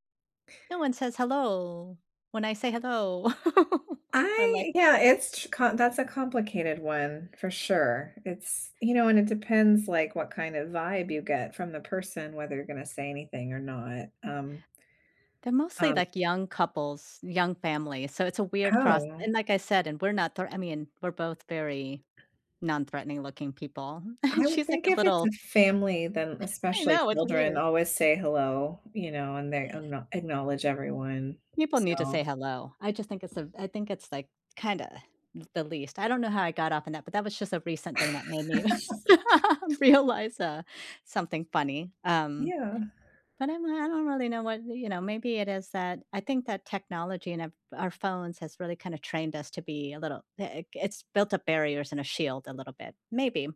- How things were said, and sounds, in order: chuckle; tapping; chuckle; scoff; laugh; laugh
- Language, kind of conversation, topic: English, unstructured, How does technology shape trust and belonging in your everyday community life?
- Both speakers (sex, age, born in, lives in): female, 45-49, United States, United States; female, 55-59, Vietnam, United States